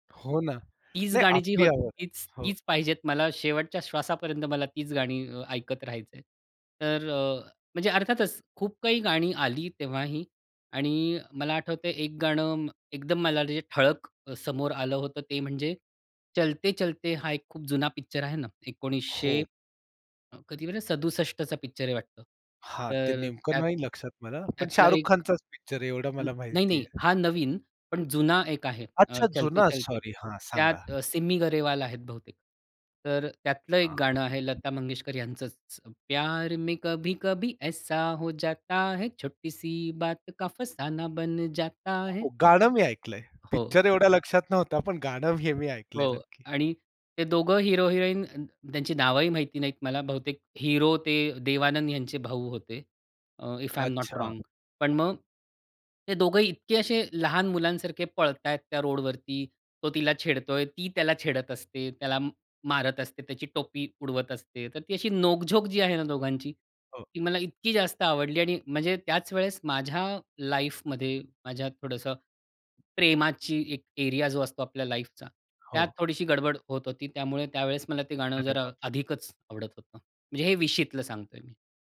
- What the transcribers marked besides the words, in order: other background noise; tapping; in Hindi: "प्यार में कभी कभी ऐसा … बन जाता है"; singing: "प्यार में कभी कभी ऐसा … बन जाता है"; other noise; in English: "इफ आय एम नॉट रॉंग"; in English: "लाईफमध्ये"; in English: "लाईफचा"
- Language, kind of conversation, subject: Marathi, podcast, तुझ्या आयुष्यातल्या प्रत्येक दशकाचं प्रतिनिधित्व करणारे एक-एक गाणं निवडायचं झालं, तर तू कोणती गाणी निवडशील?